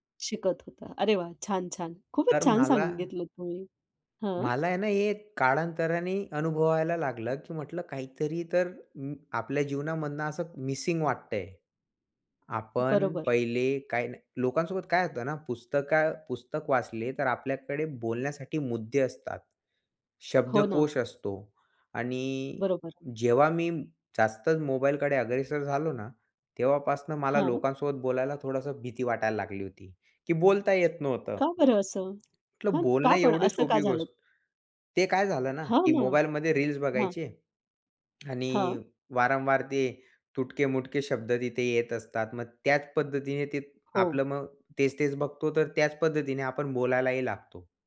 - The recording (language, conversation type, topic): Marathi, podcast, दररोज सर्जनशील कामांसाठी थोडा वेळ तुम्ही कसा काढता?
- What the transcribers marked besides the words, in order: other background noise; in English: "अग्रेसर"; tapping